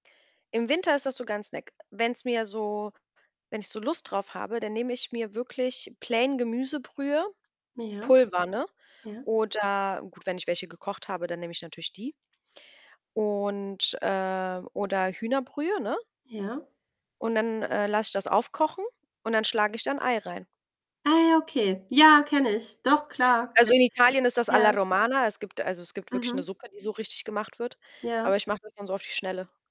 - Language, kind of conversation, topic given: German, unstructured, Magst du lieber süße oder salzige Snacks?
- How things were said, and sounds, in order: in English: "plain"; other background noise; unintelligible speech; distorted speech